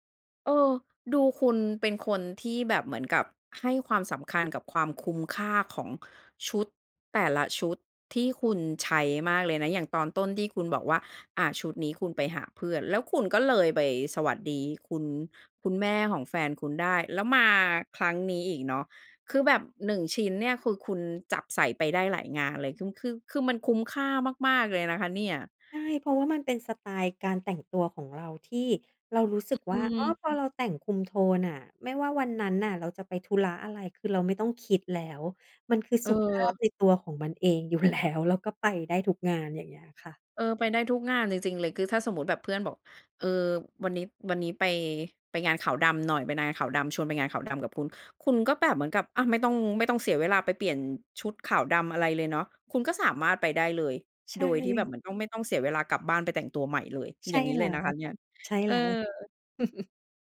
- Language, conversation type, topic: Thai, podcast, คุณคิดว่าเราควรแต่งตัวตามกระแสแฟชั่นหรือยึดสไตล์ของตัวเองมากกว่ากัน?
- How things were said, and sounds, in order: laughing while speaking: "แล้ว"; chuckle